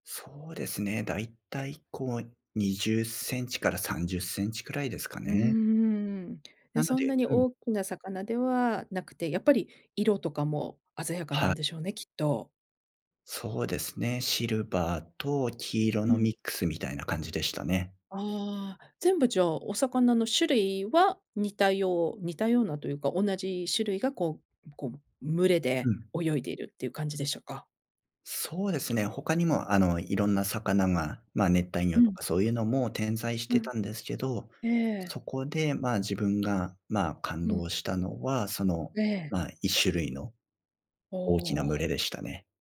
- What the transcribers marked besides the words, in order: other background noise
- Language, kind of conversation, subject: Japanese, podcast, 忘れられない景色を一つだけ挙げるとしたら？
- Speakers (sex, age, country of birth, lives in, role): female, 50-54, Japan, United States, host; male, 35-39, Japan, Japan, guest